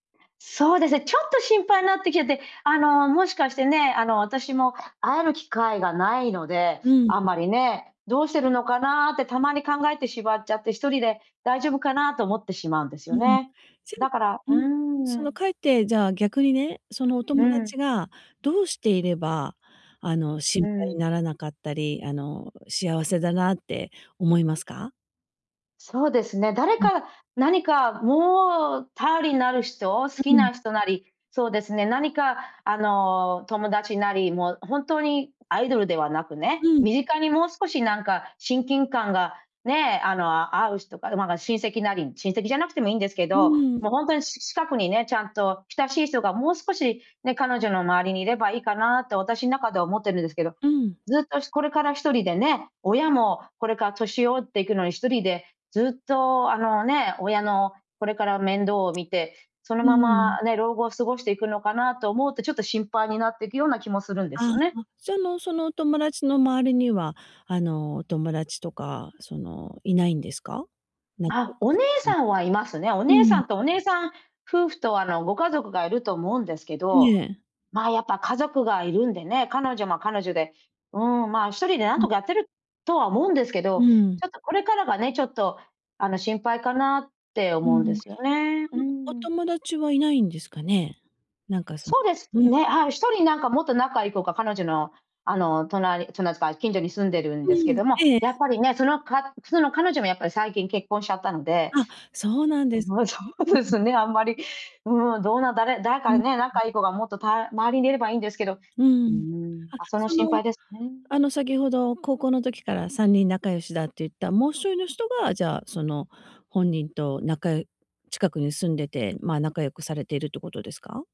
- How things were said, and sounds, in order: other noise
- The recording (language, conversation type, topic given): Japanese, advice, 本音を言えずに我慢してしまう友人関係のすれ違いを、どうすれば解消できますか？